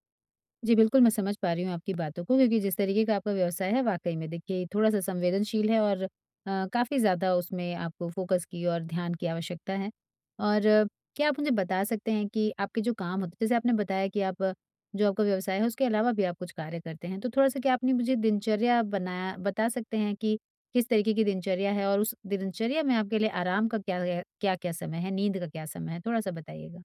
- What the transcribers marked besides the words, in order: tapping; in English: "फोकस"
- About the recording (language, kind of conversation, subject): Hindi, advice, लंबे समय तक ध्यान कैसे केंद्रित रखूँ?